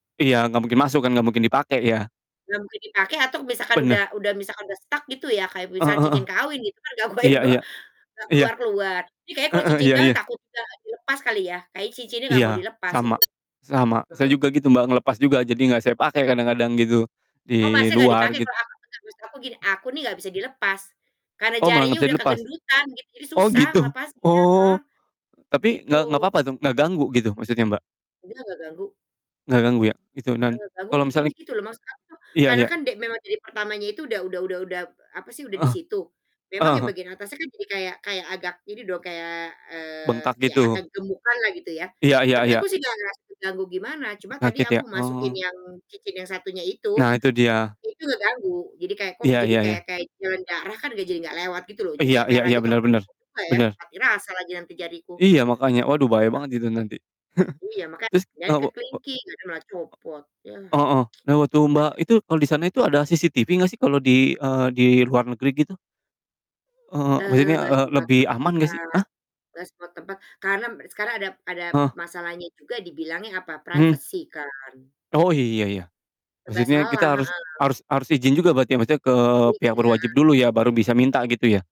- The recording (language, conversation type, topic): Indonesian, unstructured, Pernahkah kamu kehilangan sesuatu yang berarti saat bepergian?
- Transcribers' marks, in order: in English: "stuck"; distorted speech; unintelligible speech; mechanical hum; other background noise; static; unintelligible speech; chuckle; unintelligible speech; tsk; unintelligible speech; in English: "privacy"